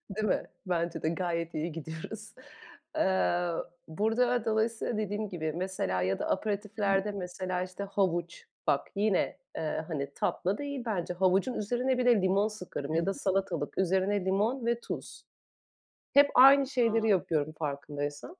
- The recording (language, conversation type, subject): Turkish, unstructured, Yemekte tatlı mı yoksa tuzlu mu daha çok hoşunuza gider?
- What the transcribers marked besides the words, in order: laughing while speaking: "gidiyoruz"; other background noise; unintelligible speech